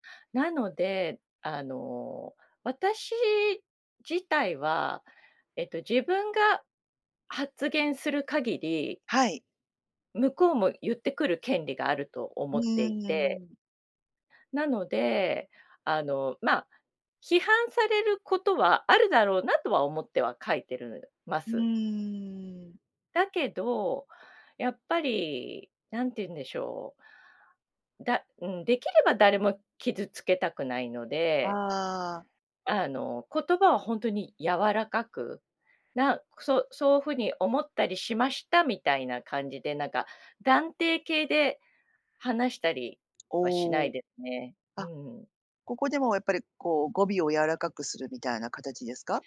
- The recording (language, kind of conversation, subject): Japanese, podcast, SNSでの言葉づかいには普段どのくらい気をつけていますか？
- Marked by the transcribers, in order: other background noise